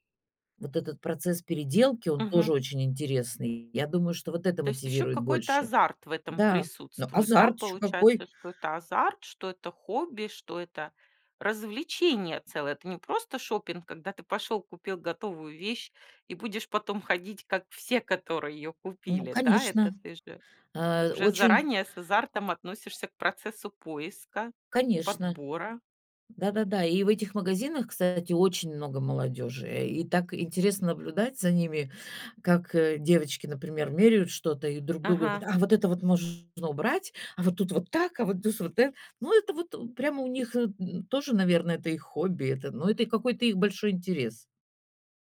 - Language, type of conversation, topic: Russian, podcast, Что вы думаете о секонд-хенде и винтаже?
- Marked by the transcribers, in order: other background noise; laughing while speaking: "Ага"